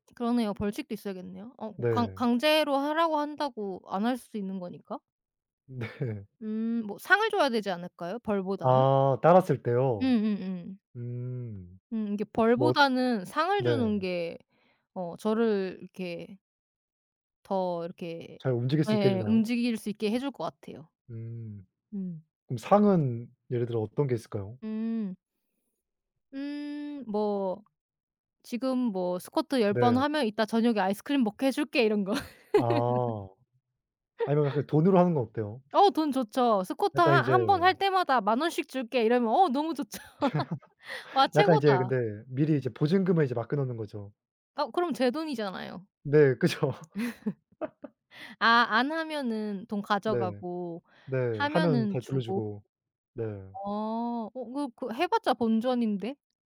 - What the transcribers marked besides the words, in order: laughing while speaking: "네"; tapping; laugh; laugh; laughing while speaking: "좋죠"; laugh; laughing while speaking: "그죠"; laugh; other background noise; laugh
- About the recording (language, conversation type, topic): Korean, unstructured, 운동을 억지로 시키는 것이 옳을까요?